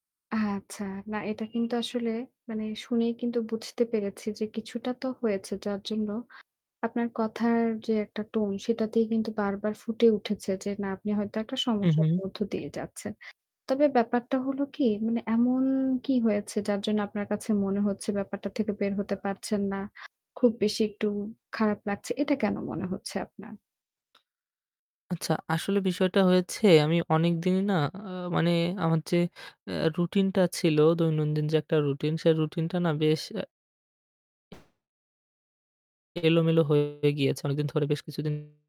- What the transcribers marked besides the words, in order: static; alarm; tapping; other background noise; distorted speech
- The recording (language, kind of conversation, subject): Bengali, advice, দীর্ঘদিন ধরে ঘুম না হওয়া ও সারাদিন ক্লান্তি নিয়ে আপনার অভিজ্ঞতা কী?